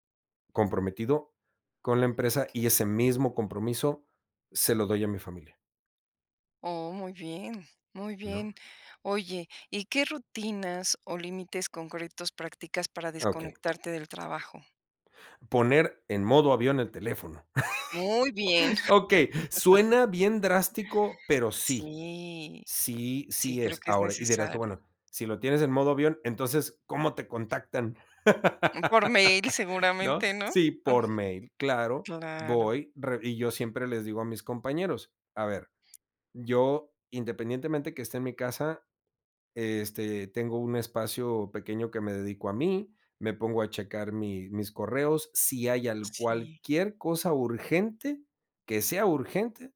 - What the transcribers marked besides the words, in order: tapping; chuckle; laugh; other noise
- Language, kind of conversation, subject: Spanish, podcast, ¿Cómo equilibras el trabajo y la vida personal sin sentir culpa?
- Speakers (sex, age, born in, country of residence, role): female, 45-49, Mexico, Mexico, host; male, 40-44, Mexico, Mexico, guest